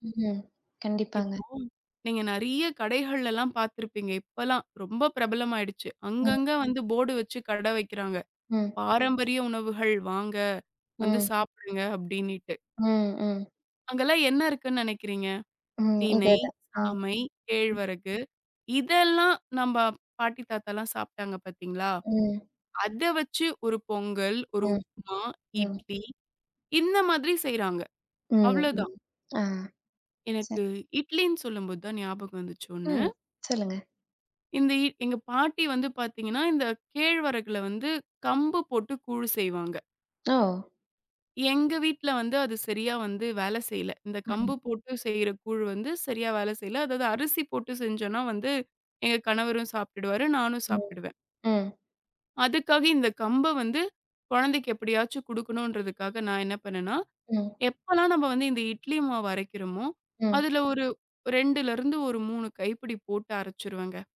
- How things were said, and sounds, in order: other background noise; tapping; other noise; unintelligible speech; horn
- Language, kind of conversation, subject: Tamil, podcast, பாரம்பரிய சமையல் குறிப்புகளை வீட்டில் எப்படி மாற்றி அமைக்கிறீர்கள்?